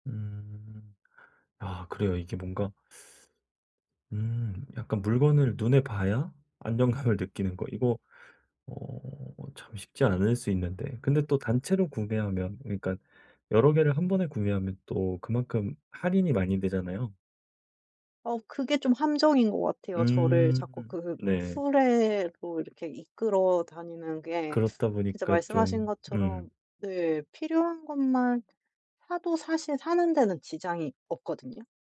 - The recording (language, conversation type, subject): Korean, advice, 일상에서 구매 습관을 어떻게 조절하고 꾸준히 유지할 수 있을까요?
- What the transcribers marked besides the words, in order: laughing while speaking: "안정감을"